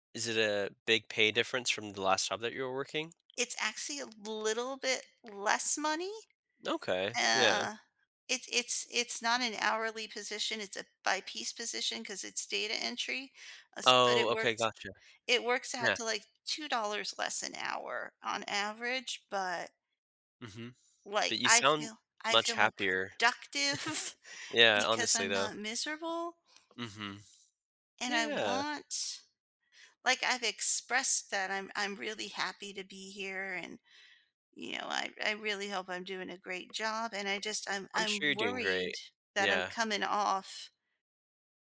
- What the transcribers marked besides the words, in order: tapping; chuckle; laughing while speaking: "productive"
- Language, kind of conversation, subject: English, advice, How can I adjust to a new job and feel confident in my role and workplace?